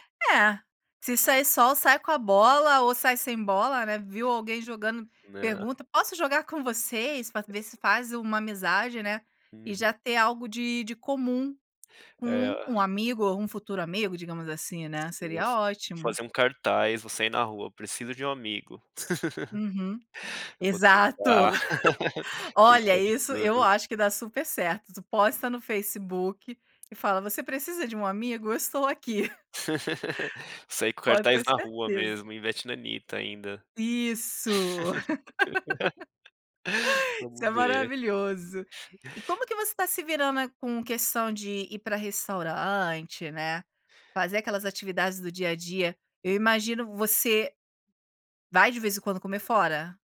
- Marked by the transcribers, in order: other noise; other background noise; laugh; laugh; laugh; laugh
- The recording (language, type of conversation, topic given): Portuguese, podcast, Quando você se sente sozinho, o que costuma fazer?